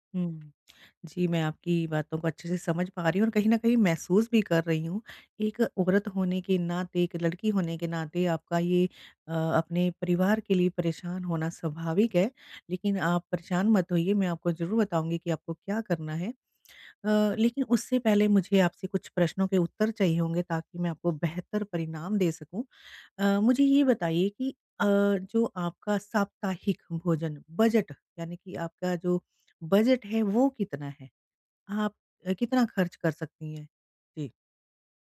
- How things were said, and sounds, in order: unintelligible speech; tapping
- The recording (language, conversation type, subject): Hindi, advice, सीमित बजट में आप रोज़ाना संतुलित आहार कैसे बना सकते हैं?